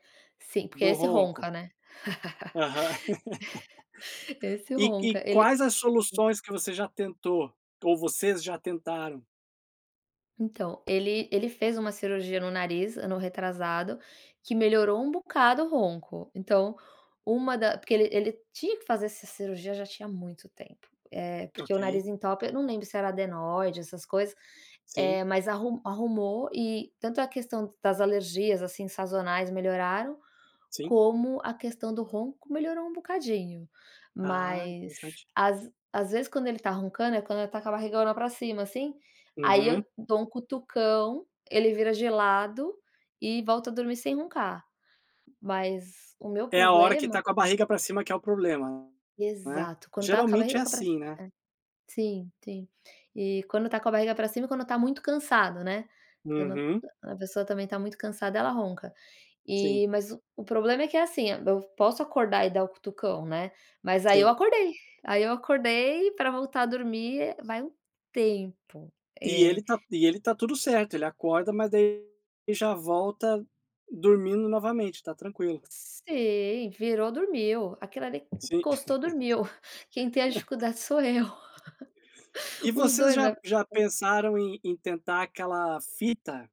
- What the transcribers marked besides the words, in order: laugh; other background noise; chuckle; laugh; laugh
- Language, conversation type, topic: Portuguese, advice, Como posso dormir melhor quando meu parceiro ronca ou se mexe durante a noite?